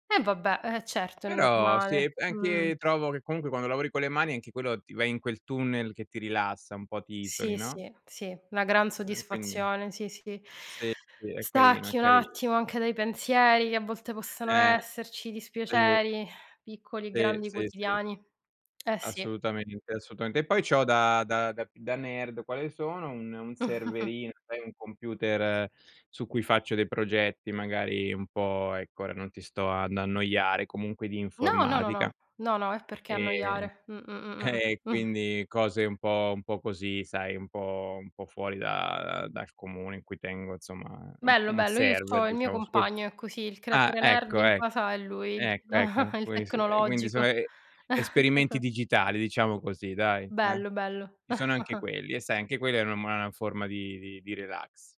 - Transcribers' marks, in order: unintelligible speech; inhale; sigh; "assolutamente" said as "assutamente"; in English: "nerd"; chuckle; chuckle; tapping; unintelligible speech; in English: "nerd"; chuckle; chuckle; unintelligible speech
- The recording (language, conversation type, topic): Italian, unstructured, Come ti rilassi dopo una giornata stressante?